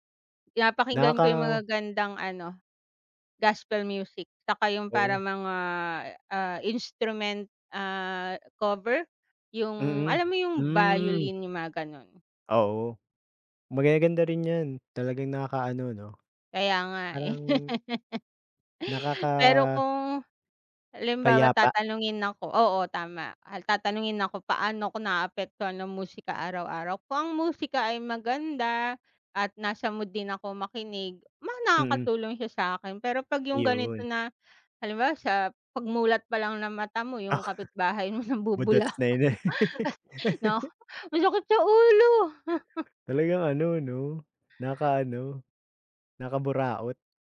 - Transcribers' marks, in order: laughing while speaking: "eh"; laugh; breath; laughing while speaking: "Budots na 'yon eh"; laughing while speaking: "nambubulahaw"; breath; laugh; gasp
- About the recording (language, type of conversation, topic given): Filipino, unstructured, Paano ka naaapektuhan ng musika sa araw-araw?